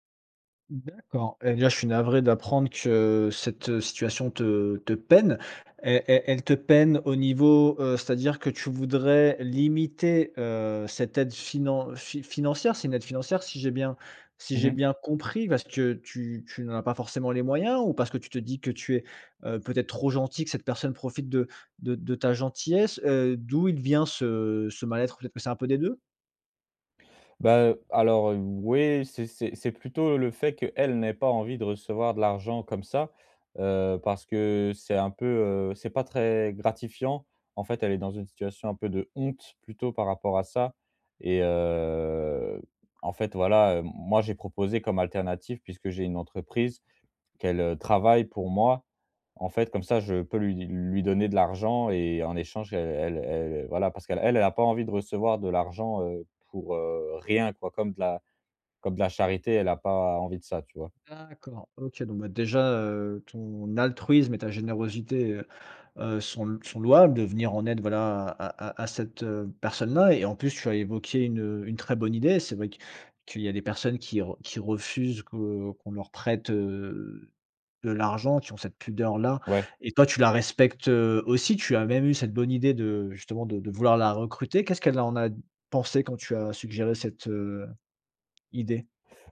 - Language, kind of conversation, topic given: French, advice, Comment aider quelqu’un en transition tout en respectant son autonomie ?
- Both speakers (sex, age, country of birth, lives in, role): male, 25-29, France, France, user; male, 35-39, France, France, advisor
- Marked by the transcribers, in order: drawn out: "heu"; other background noise